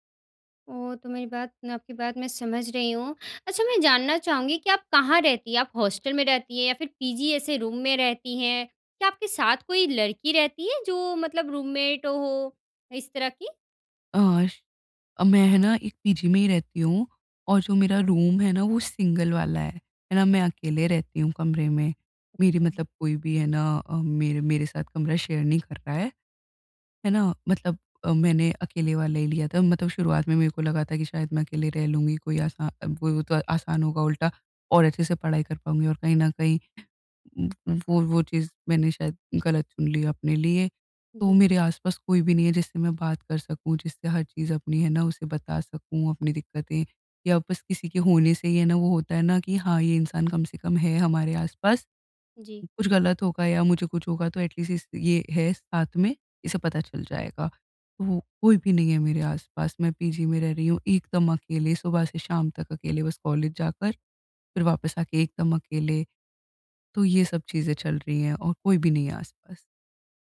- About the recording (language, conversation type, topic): Hindi, advice, अजनबीपन से जुड़ाव की यात्रा
- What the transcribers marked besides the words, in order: in English: "हॉस्टल"; in English: "पीजी"; in English: "रूम"; in English: "रूममेट"; tapping; in English: "पीजी"; in English: "रूम"; in English: "सिंगल"; in English: "शेयर"; in English: "एट लीस्ट"; in English: "पीजी"